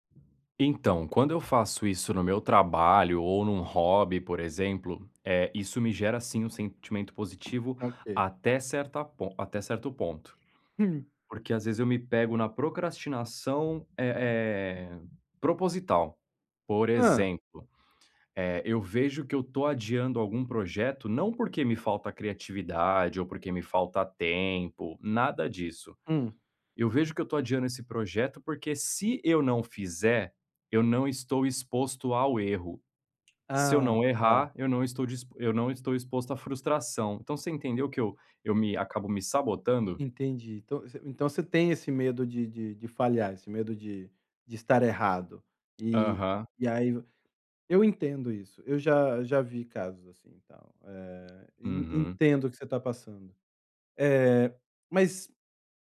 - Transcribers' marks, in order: tapping
- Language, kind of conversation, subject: Portuguese, advice, Como posso enfrentar o medo de falhar e recomeçar o meu negócio?